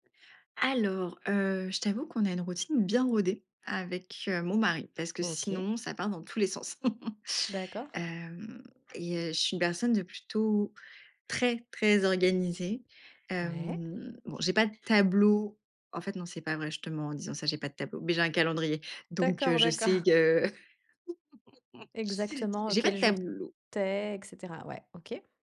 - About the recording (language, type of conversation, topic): French, podcast, Comment maintenir une routine quand on a une famille ?
- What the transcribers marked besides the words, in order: chuckle; other background noise; laugh